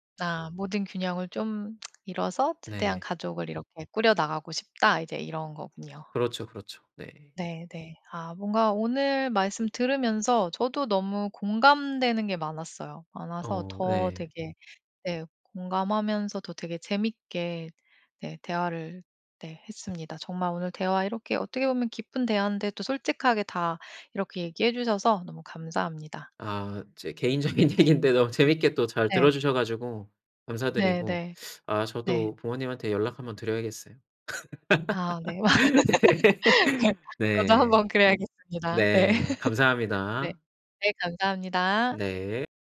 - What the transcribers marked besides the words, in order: lip smack; tapping; laughing while speaking: "개인적인 얘기인데"; laugh; laughing while speaking: "네"; laugh
- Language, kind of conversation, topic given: Korean, podcast, 가족 관계에서 깨달은 중요한 사실이 있나요?